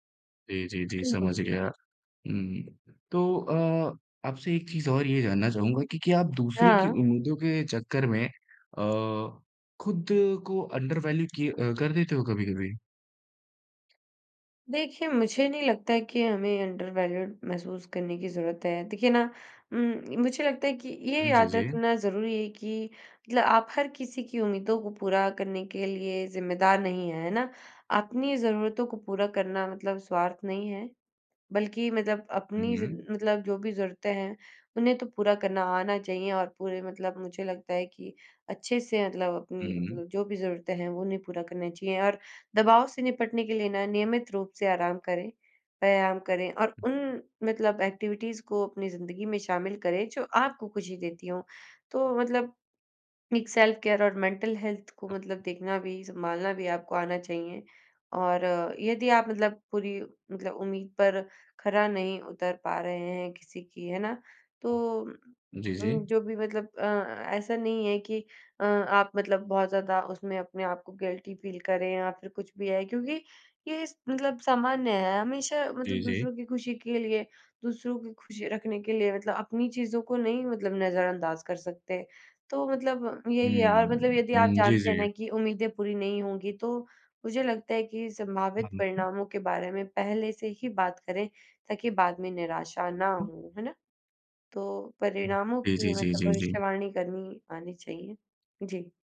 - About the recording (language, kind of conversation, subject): Hindi, podcast, दूसरों की उम्मीदों से आप कैसे निपटते हैं?
- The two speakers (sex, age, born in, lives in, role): female, 20-24, India, India, guest; male, 20-24, India, India, host
- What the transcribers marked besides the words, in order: tapping; in English: "अंडरवैल्यू"; in English: "अंडरवैल्यूड"; other background noise; in English: "एक्टिविटीज़"; in English: "सेल्फ़ केयर"; in English: "मेंटल हेल्थ"; in English: "गिल्टी फ़ील"